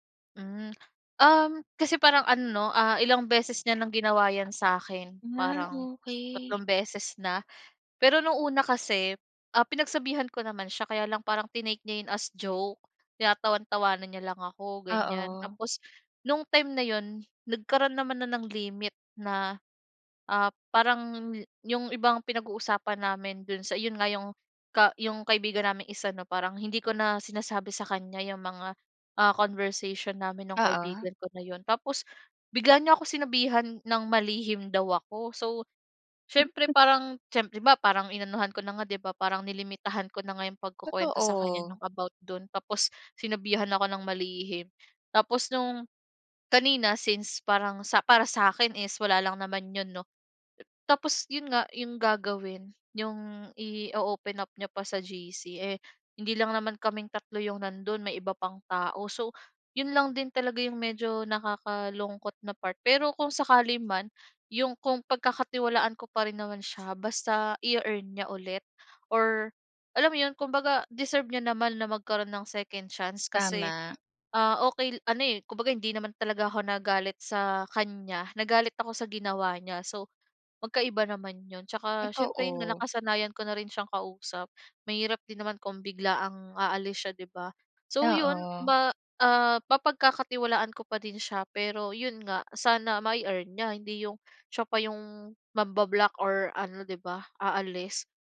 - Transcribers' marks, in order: other background noise; chuckle
- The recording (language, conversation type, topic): Filipino, podcast, Paano nakatutulong ang pagbabahagi ng kuwento sa pagbuo ng tiwala?